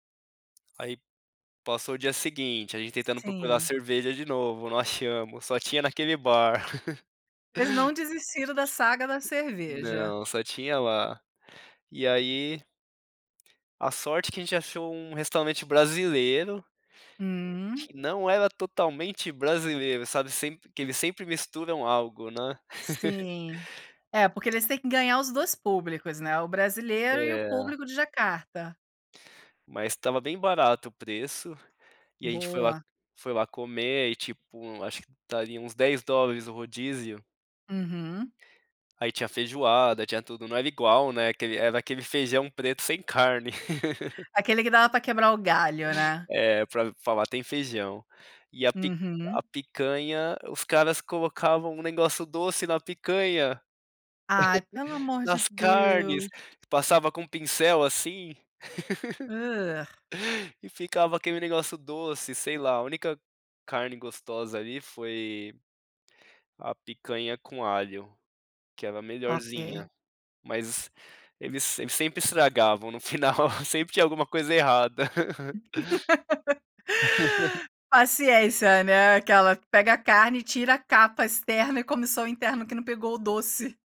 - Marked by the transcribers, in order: tapping; laugh; other background noise; laugh; laugh; chuckle; chuckle; grunt; laugh
- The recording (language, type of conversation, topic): Portuguese, podcast, Me conta sobre uma viagem que despertou sua curiosidade?